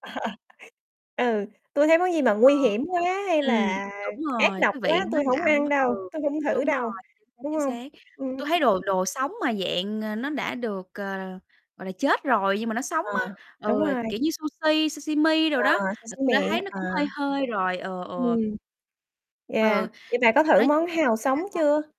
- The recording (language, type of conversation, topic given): Vietnamese, unstructured, Bạn có nhớ món ăn nào từng khiến bạn bất ngờ về hương vị không?
- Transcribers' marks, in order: laugh; tapping; mechanical hum; distorted speech; other background noise; "Sashimi" said as "sa xí mề"